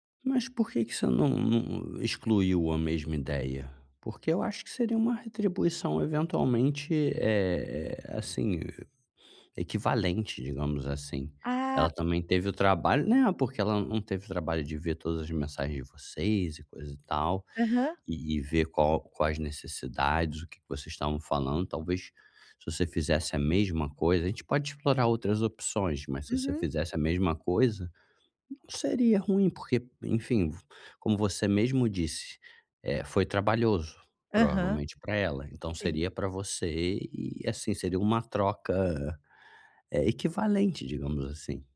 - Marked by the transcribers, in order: none
- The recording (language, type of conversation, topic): Portuguese, advice, Como posso encontrar um presente que seja realmente memorável?